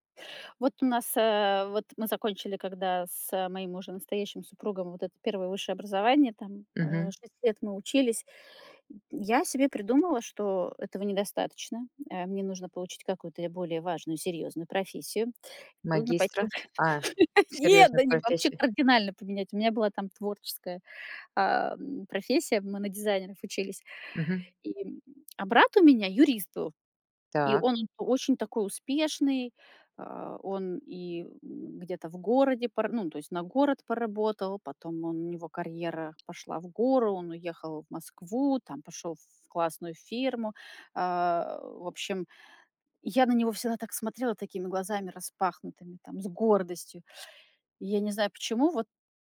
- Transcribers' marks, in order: laughing while speaking: "Нет!"; tapping
- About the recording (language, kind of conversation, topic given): Russian, podcast, Что делать, если ожидания родителей не совпадают с твоим представлением о жизни?